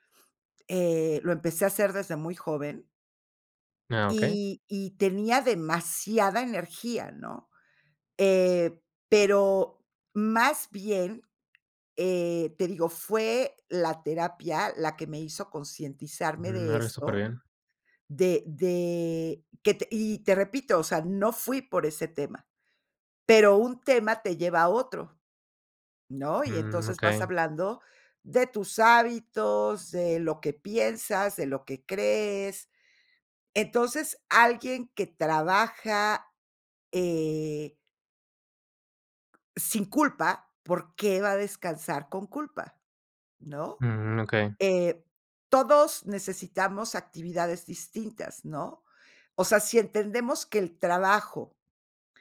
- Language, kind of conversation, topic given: Spanish, podcast, ¿Cómo te permites descansar sin culpa?
- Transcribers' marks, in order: other background noise